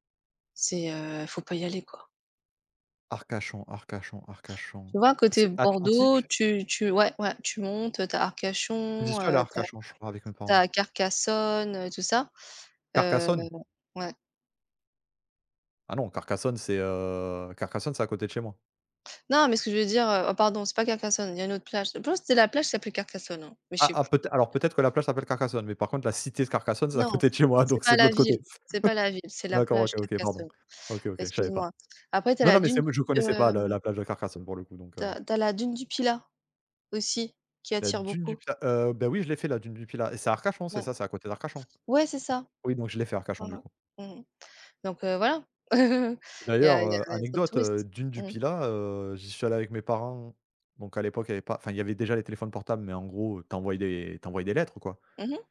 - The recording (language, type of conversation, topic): French, unstructured, Comment choisis-tu entre une destination touristique et une destination moins connue ?
- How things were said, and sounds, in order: tapping; laughing while speaking: "c'est à côté de chez moi, donc c'est de l'autre côté"; chuckle; chuckle